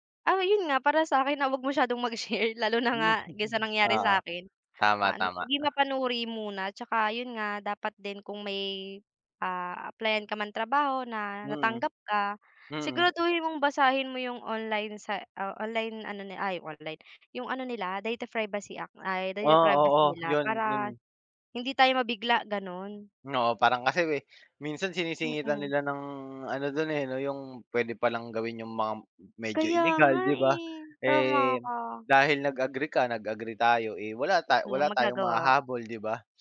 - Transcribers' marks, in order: laughing while speaking: "Hmm"
- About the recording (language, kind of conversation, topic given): Filipino, unstructured, Paano mo tinitingnan ang pag-abuso ng mga kumpanya sa pribadong datos ng mga tao?